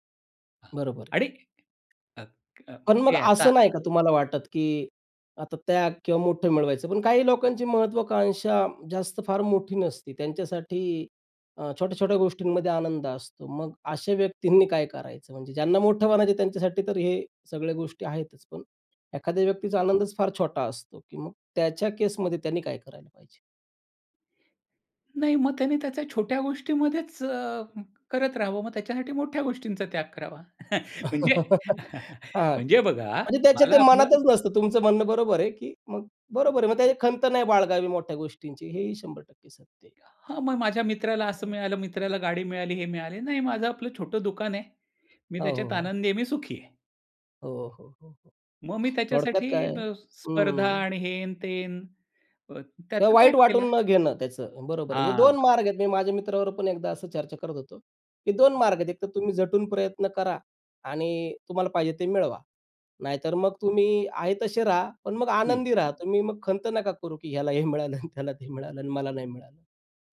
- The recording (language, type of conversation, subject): Marathi, podcast, थोडा त्याग करून मोठा फायदा मिळवायचा की लगेच फायदा घ्यायचा?
- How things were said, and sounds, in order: tapping; laugh; chuckle; other noise; laughing while speaking: "ह्याला हे मिळालं आणि त्याला ते मिळालं आणि मला नाही मिळालं"